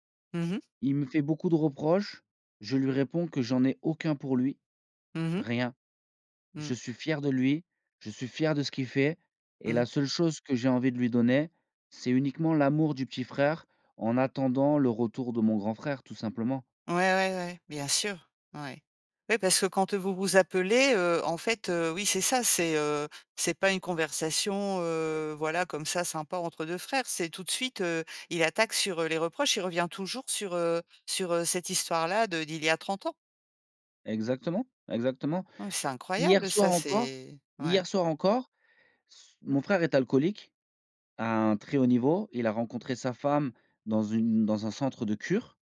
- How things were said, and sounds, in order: none
- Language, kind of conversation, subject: French, podcast, Comment reconnaître ses torts et s’excuser sincèrement ?